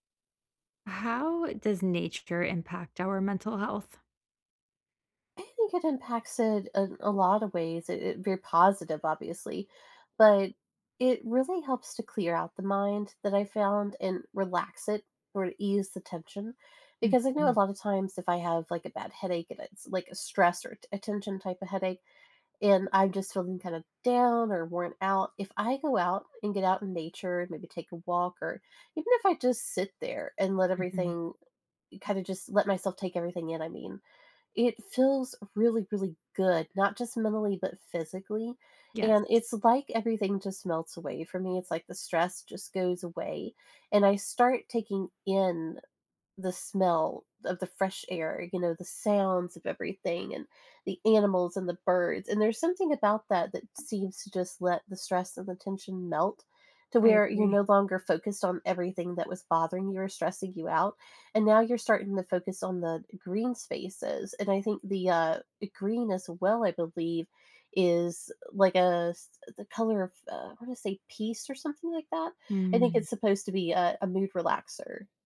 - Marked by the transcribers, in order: stressed: "in"; tapping
- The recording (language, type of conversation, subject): English, unstructured, How can I use nature to improve my mental health?